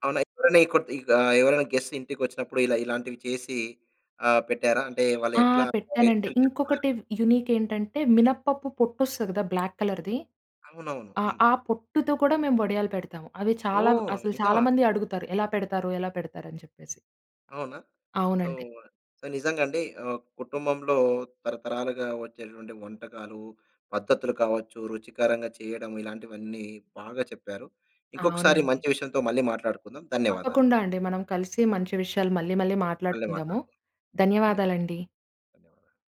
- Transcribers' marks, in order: unintelligible speech; in English: "గెస్ట్స్"; horn; in English: "యూనిక్"; unintelligible speech; in English: "బ్లాక్ కలర్‌ది"; in English: "సో, సో"
- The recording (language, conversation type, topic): Telugu, podcast, మీ కుటుంబంలో తరతరాలుగా కొనసాగుతున్న ఒక సంప్రదాయ వంటకం గురించి చెప్పగలరా?